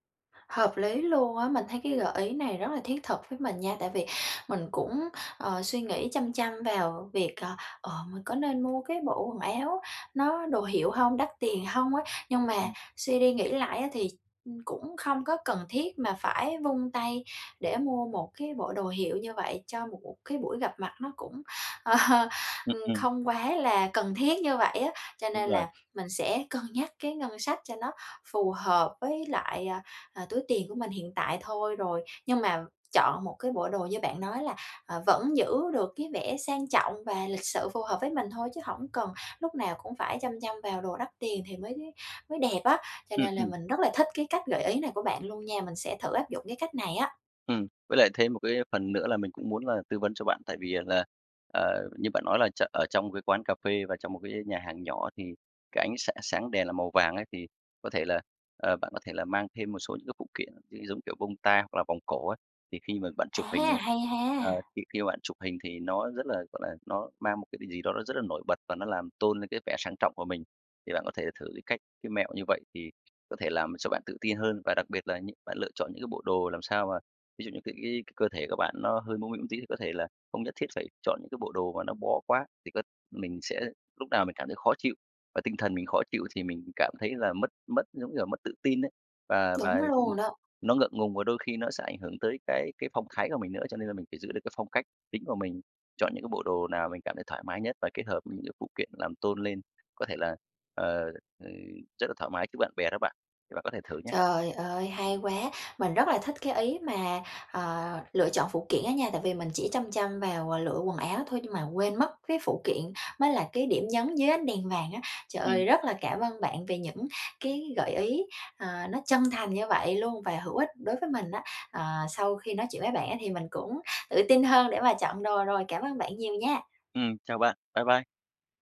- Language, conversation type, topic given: Vietnamese, advice, Bạn có thể giúp mình chọn trang phục phù hợp cho sự kiện sắp tới được không?
- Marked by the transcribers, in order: other background noise; tapping; laughing while speaking: "ờ"